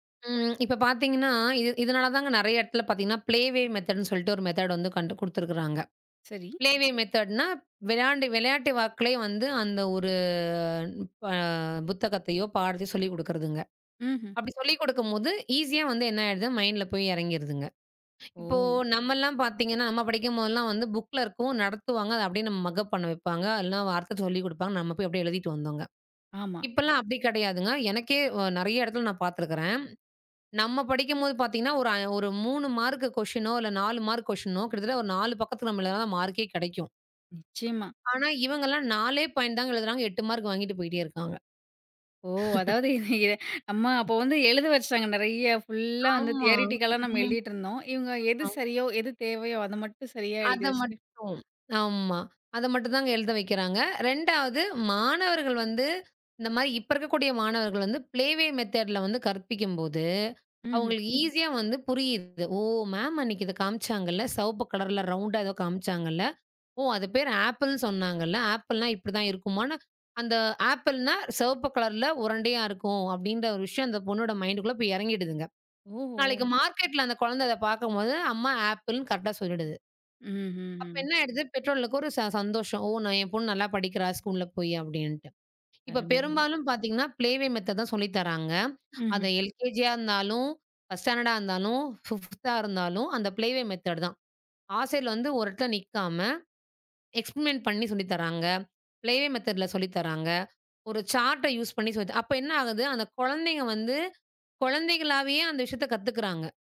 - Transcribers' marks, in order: in English: "ப்ளே வே மெத்தேடுன்னு"; in English: "மெத்தேடு"; in English: "ப்ளே வே மெத்தேடுன்னா"; drawn out: "ஒரு"; in English: "மைன்ட்ல"; drawn out: "ஓ!"; in English: "கொஸ்டியனோ"; in English: "கொஸ்டியனோ"; in English: "பாயின்ட்"; laughing while speaking: "இவிங்க"; laugh; other noise; in English: "தியரிட்டிக்கல்லா"; in English: "ப்ளே வே மெத்தேடு"; drawn out: "ஓ!"; in English: "ப்ளே வே மெத்தேடு"; in English: "ஸ்டேண்டர்டா"; in English: "ப்ளே வே மெத்தேடு"; in English: "எக்ஸ்பெரிமென்ட்"; in English: "ப்ளே வே மெத்தேடுல"; in English: "சார்ட் யூஸ்"
- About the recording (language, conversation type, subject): Tamil, podcast, மாணவர்களின் மனநலத்தைக் கவனிப்பதில் பள்ளிகளின் பங்கு என்ன?